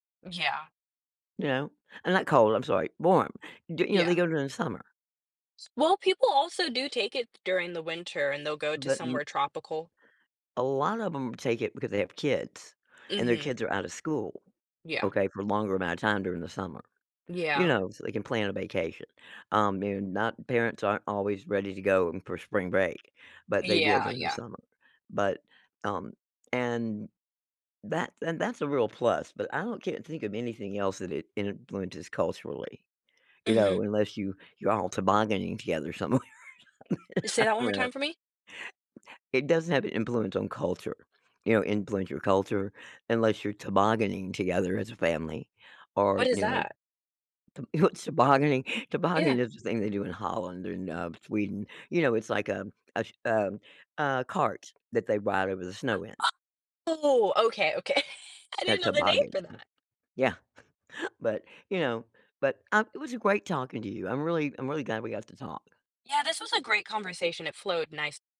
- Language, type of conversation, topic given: English, unstructured, Which do you prefer, summer or winter?
- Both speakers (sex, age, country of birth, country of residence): female, 20-24, United States, United States; female, 65-69, United States, United States
- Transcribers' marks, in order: other background noise; tapping; laughing while speaking: "somewhere or something I don't know"; laughing while speaking: "what's"; unintelligible speech; laugh; chuckle; background speech